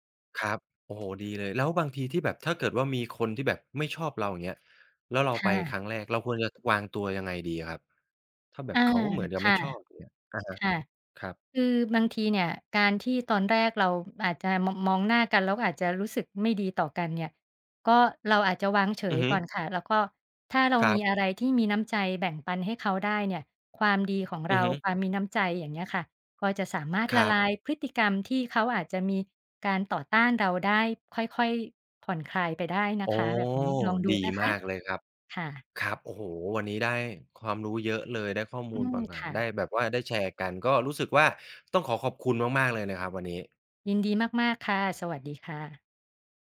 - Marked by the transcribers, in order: background speech; other background noise
- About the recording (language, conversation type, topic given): Thai, advice, คุณควรปรับตัวอย่างไรเมื่อเริ่มงานใหม่ในตำแหน่งที่ไม่คุ้นเคย?